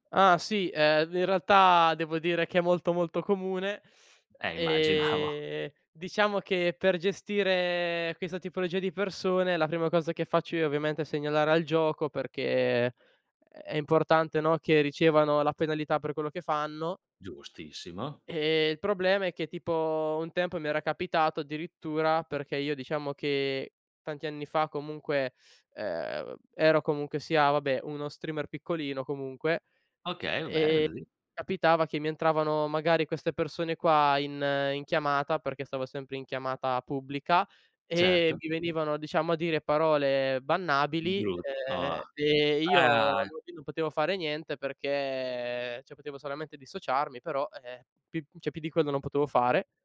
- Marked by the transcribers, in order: laughing while speaking: "immaginavo"; unintelligible speech; laughing while speaking: "bannabili"; "cioè" said as "ceh"; "cioè" said as "ceh"
- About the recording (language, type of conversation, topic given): Italian, podcast, Come costruire fiducia online, sui social o nelle chat?